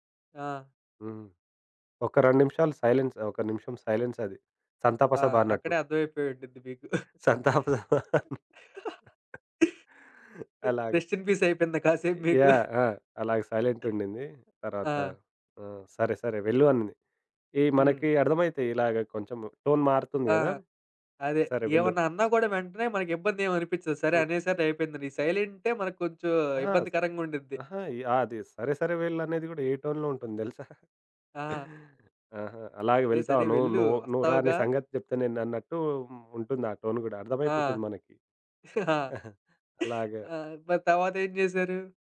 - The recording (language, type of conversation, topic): Telugu, podcast, మీ ప్రణాళిక విఫలమైన తర్వాత మీరు కొత్త మార్గాన్ని ఎలా ఎంచుకున్నారు?
- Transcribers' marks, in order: in English: "సైలెన్స్"; in English: "సైలెన్స్"; chuckle; other background noise; laughing while speaking: "సంతాప సభ"; laughing while speaking: "రెస్ట్ ఇన్ పీస్ అయిపోయిందా కాసేపు మీకు?"; in English: "రెస్ట్ ఇన్ పీస్"; in English: "సైలెంట్"; in English: "టోన్"; in English: "టోన్‌లో"; chuckle; in English: "టోన్"; chuckle; chuckle